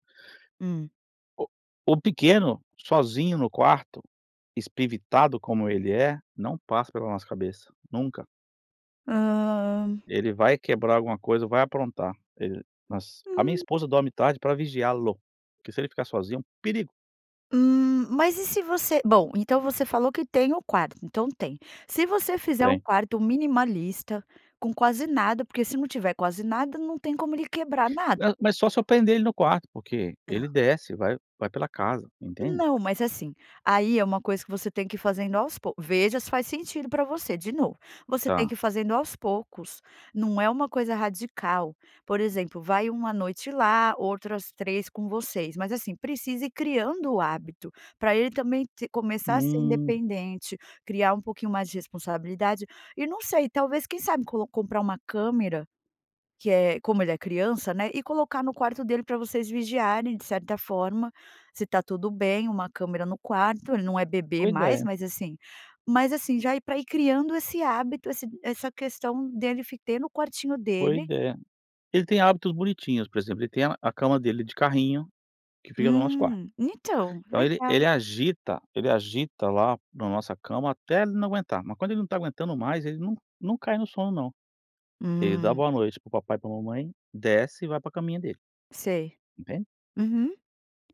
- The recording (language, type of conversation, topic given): Portuguese, advice, Como o uso de eletrônicos à noite impede você de adormecer?
- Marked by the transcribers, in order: other noise; tapping